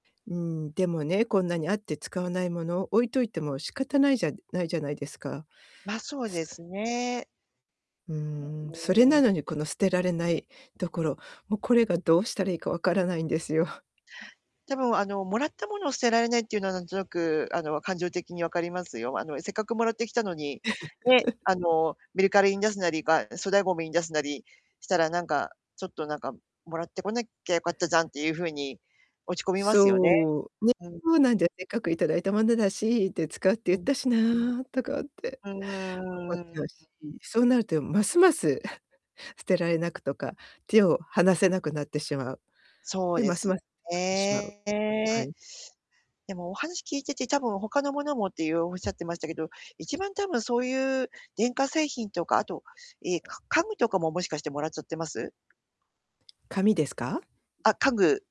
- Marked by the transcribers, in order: unintelligible speech; distorted speech; laughing while speaking: "分からないんですよ"; laugh; chuckle; unintelligible speech
- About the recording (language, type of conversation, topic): Japanese, advice, 持ち物の断捨離で何を残すか、どのように優先順位を付けて始めればいいですか？